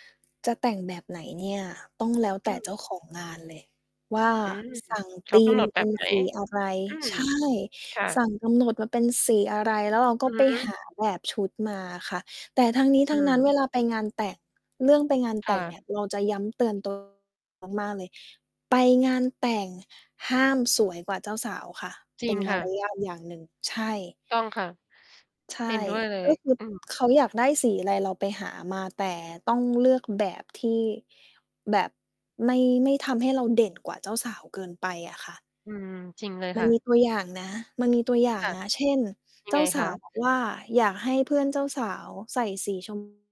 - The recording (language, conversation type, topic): Thai, podcast, มีเทคนิคแต่งตัวง่าย ๆ อะไรบ้างที่ช่วยให้ดูมั่นใจขึ้นได้ทันที?
- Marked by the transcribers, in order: distorted speech